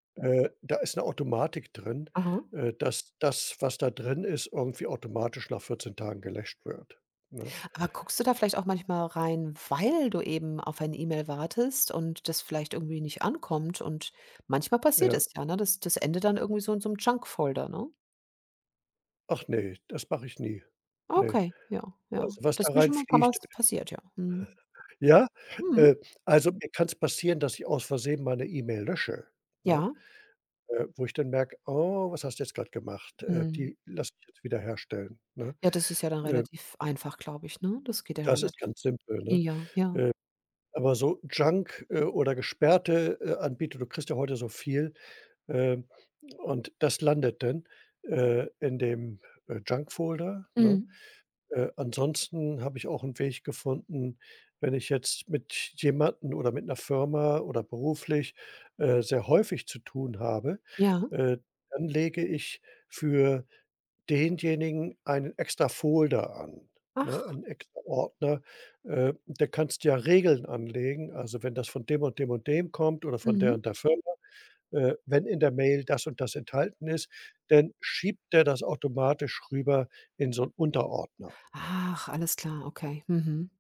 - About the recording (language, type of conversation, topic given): German, podcast, Welche Tricks hast du, um dein E‑Mail‑Postfach übersichtlich zu halten?
- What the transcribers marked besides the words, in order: stressed: "weil"; chuckle